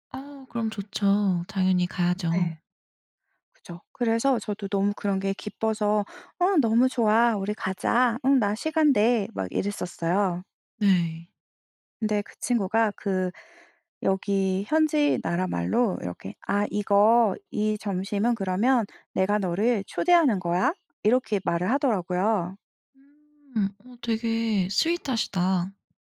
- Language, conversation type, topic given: Korean, podcast, 문화 차이 때문에 어색했던 순간을 이야기해 주실래요?
- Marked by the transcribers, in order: in English: "sweet하시다"